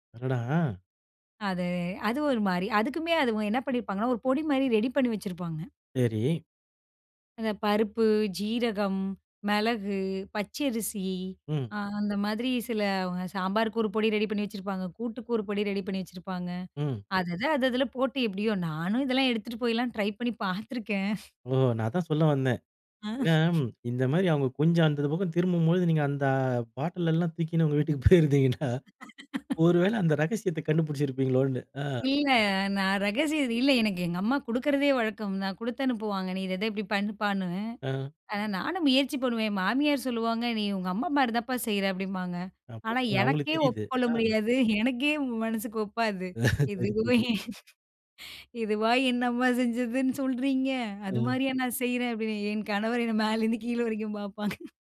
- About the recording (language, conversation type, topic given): Tamil, podcast, அம்மாவின் குறிப்பிட்ட ஒரு சமையல் குறிப்பை பற்றி சொல்ல முடியுமா?
- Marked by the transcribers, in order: surprised: "அடடா! அ"; laughing while speaking: "ட்ரை பண்ணி பார்த்துருக்கேன்"; laughing while speaking: "ஆ"; laughing while speaking: "போயிருந்தீங்கன்னா"; laugh; laughing while speaking: "எனக்கே மனசுக்கு ஒப்பாது இதுவும் இதுவா … கீழ வரைக்கும் பாப்பாங்க"; laughing while speaking: "சரி, சரி"